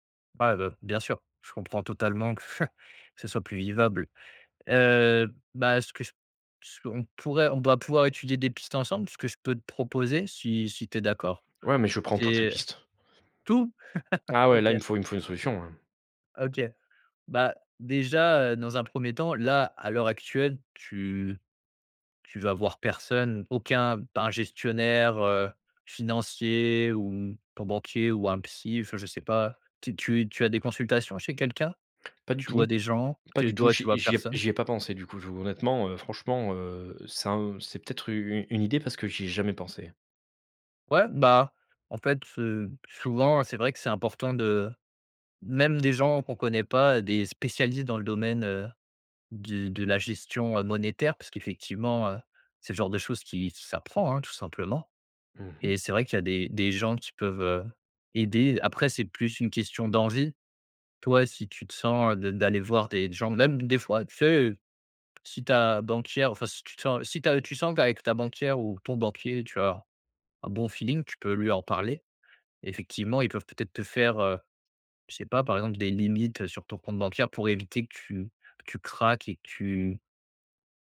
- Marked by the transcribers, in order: chuckle; laugh
- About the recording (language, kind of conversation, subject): French, advice, Comment gérer le stress provoqué par des factures imprévues qui vident votre compte ?